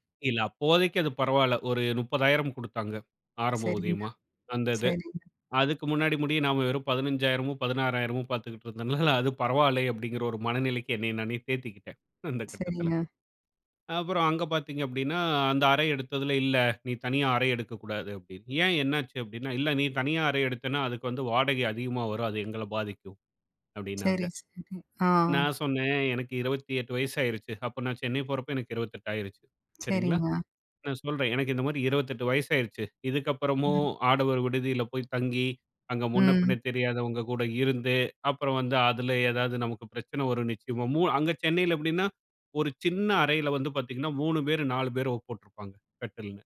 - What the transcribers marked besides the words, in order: chuckle; chuckle; other noise
- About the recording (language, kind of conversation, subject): Tamil, podcast, குடும்பம் உங்களை கட்டுப்படுத்த முயன்றால், உங்கள் சுயாதீனத்தை எப்படி காக்கிறீர்கள்?